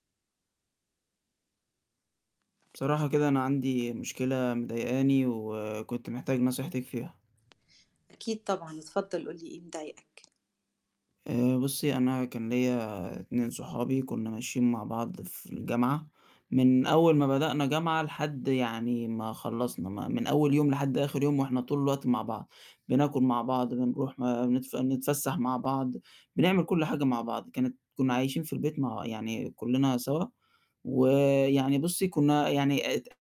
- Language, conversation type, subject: Arabic, advice, إزاي تباعدت عن صحابك القدام وابتديت تحس بالوحدة؟
- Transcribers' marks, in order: tapping; static; other background noise